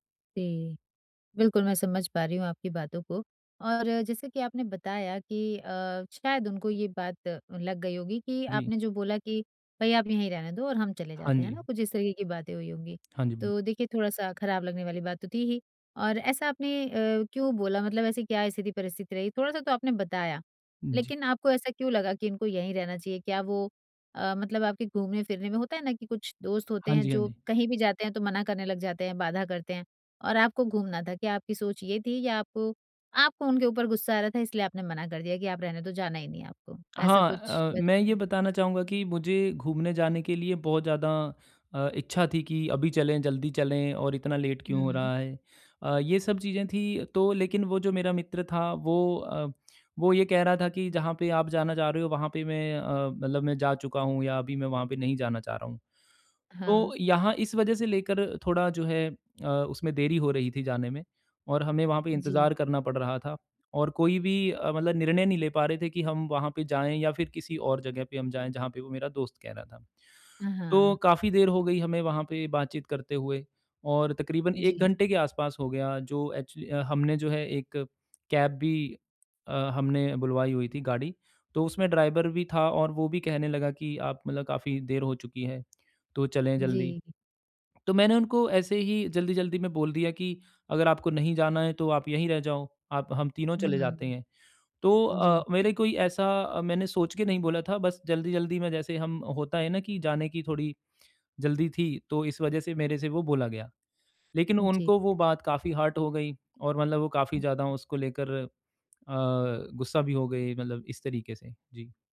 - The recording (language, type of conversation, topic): Hindi, advice, मित्र के साथ झगड़े को शांत तरीके से कैसे सुलझाऊँ और संवाद बेहतर करूँ?
- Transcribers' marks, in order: tapping; in English: "लेट"; in English: "एक्चु"; in English: "कैब"; in English: "ड्राइवर"; other background noise; in English: "हर्ट"